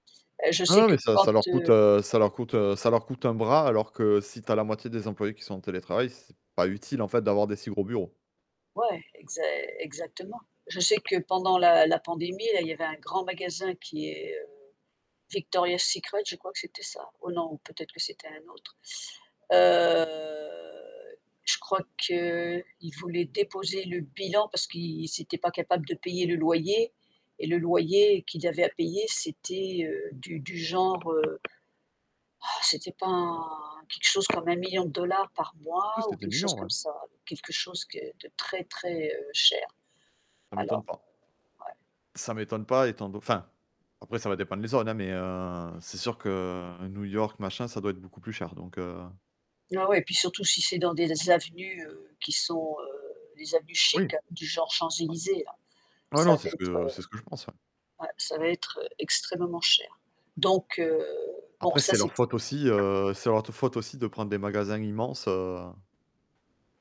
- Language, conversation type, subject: French, unstructured, Préféreriez-vous ne jamais avoir besoin de dormir ou ne jamais avoir besoin de manger ?
- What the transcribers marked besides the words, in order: static; drawn out: "Heu"; other background noise; gasp; tapping